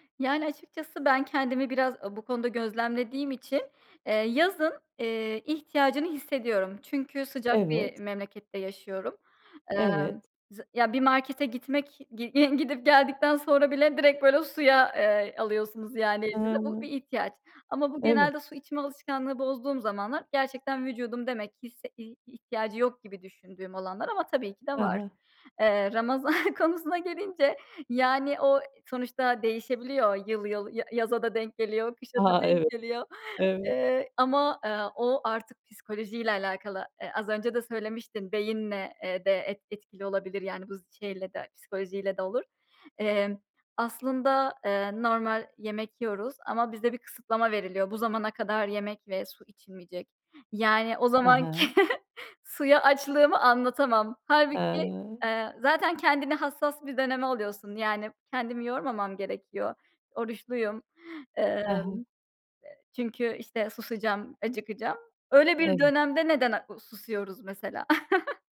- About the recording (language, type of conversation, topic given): Turkish, podcast, Gün içinde su içme alışkanlığını nasıl geliştirebiliriz?
- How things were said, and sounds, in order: laughing while speaking: "gidip geldikten"; laughing while speaking: "Ramazan"; chuckle; chuckle